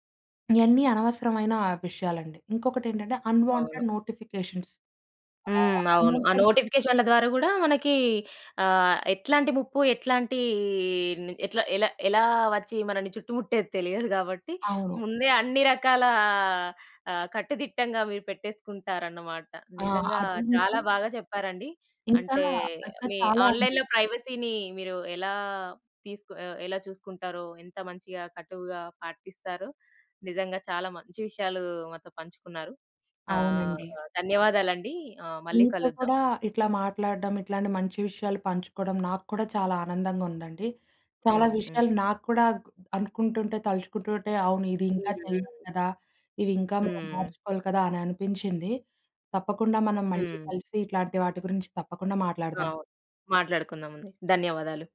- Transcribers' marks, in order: in English: "అన్‌వాంటెడ్ నోటిఫికేషన్స్"; in English: "అన్‌వాంటెడ్"; in English: "నోటిఫికేషన్‌ల"; in English: "ఆన్‌లైన్‌లో"
- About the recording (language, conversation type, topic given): Telugu, podcast, ఆన్‌లైన్‌లో మీ గోప్యతను మీరు ఎలా జాగ్రత్తగా కాపాడుకుంటారు?